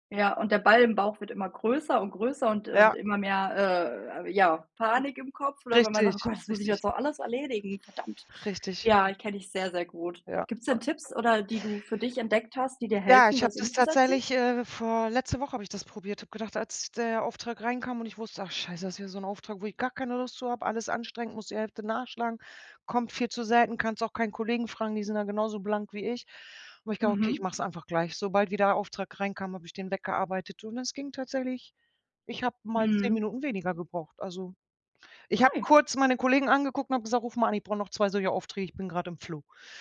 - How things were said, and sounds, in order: other background noise; tapping; unintelligible speech; other noise
- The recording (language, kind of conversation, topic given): German, unstructured, Wie motivierst du dich zum Lernen?
- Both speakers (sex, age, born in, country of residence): female, 25-29, Germany, Germany; female, 45-49, Germany, Germany